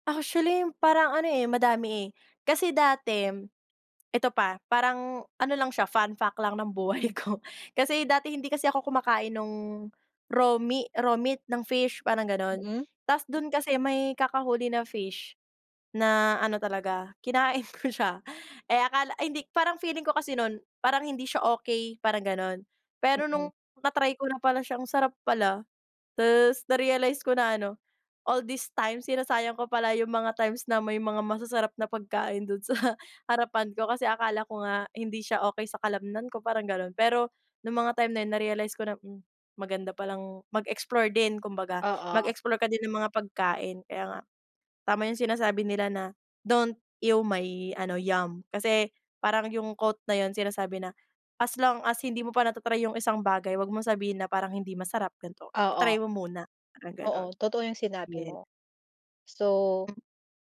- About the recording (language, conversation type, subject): Filipino, podcast, May biyahe ka na bang nagbago ng pananaw mo sa buhay, at ano iyon?
- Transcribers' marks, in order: in English: "fun fact"; chuckle; chuckle; chuckle